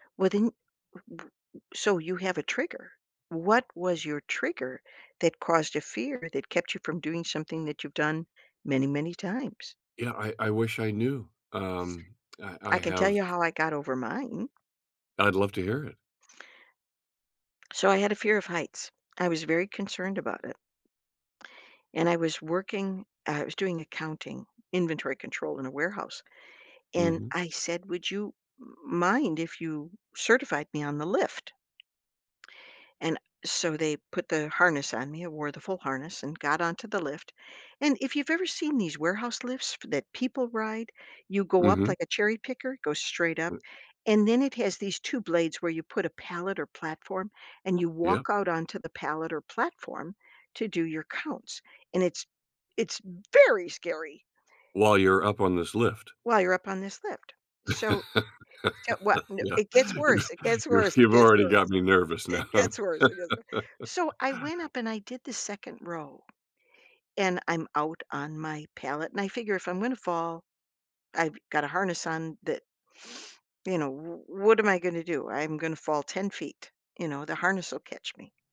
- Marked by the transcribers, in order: other background noise; tapping; stressed: "very"; laugh; laughing while speaking: "Yeah, you've you've, you already got me nervous now"; laugh; sniff
- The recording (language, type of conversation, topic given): English, unstructured, How do I notice and shift a small belief that's limiting me?
- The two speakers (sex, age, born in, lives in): female, 65-69, United States, United States; male, 70-74, Canada, United States